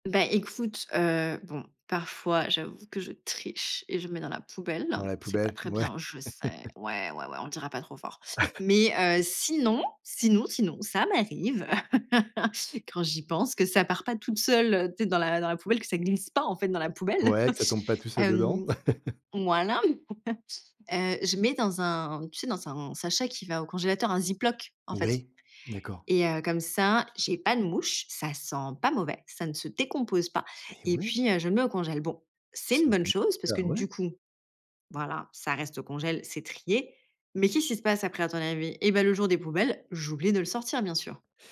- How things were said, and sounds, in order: laugh; chuckle; laugh; chuckle; laugh; "congélateur" said as "congel"; "congélateur" said as "congel"
- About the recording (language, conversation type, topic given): French, podcast, Comment gères-tu le tri et le recyclage chez toi ?